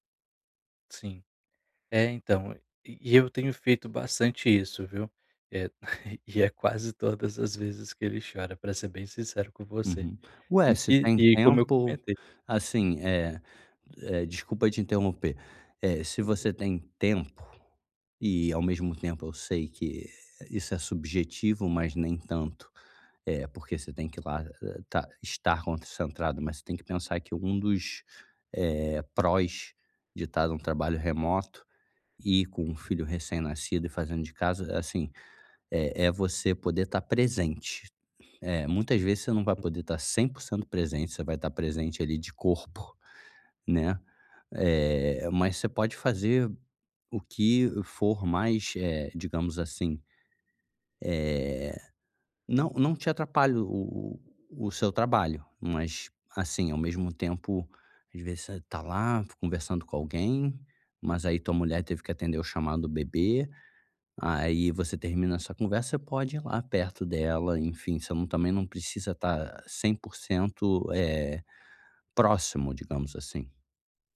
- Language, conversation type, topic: Portuguese, advice, Como posso equilibrar melhor minhas responsabilidades e meu tempo livre?
- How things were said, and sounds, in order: other background noise; tapping